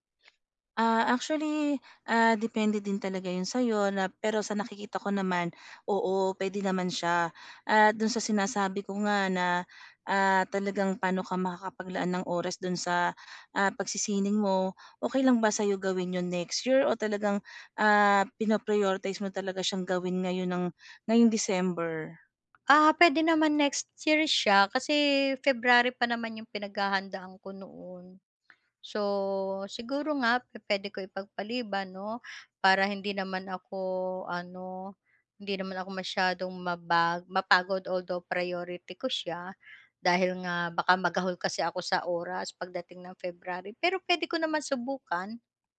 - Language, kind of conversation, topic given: Filipino, advice, Paano ako makakapaglaan ng oras araw-araw para sa malikhaing gawain?
- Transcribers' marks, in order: tapping; other background noise